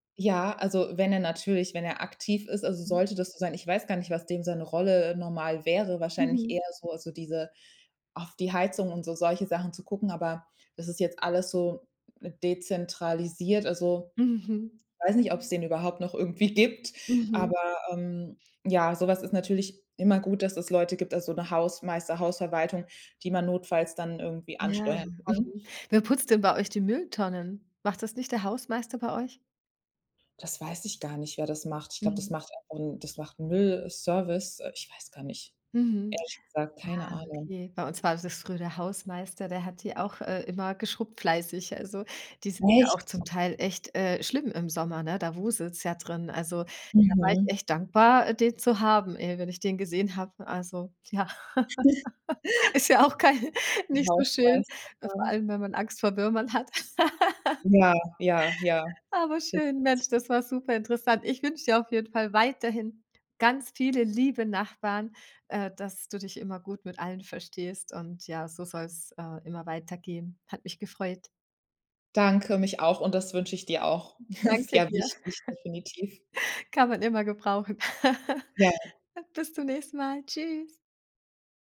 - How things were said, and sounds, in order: tapping; snort; laugh; unintelligible speech; laugh; unintelligible speech; snort; chuckle; chuckle
- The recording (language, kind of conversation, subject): German, podcast, Wie kann man das Vertrauen in der Nachbarschaft stärken?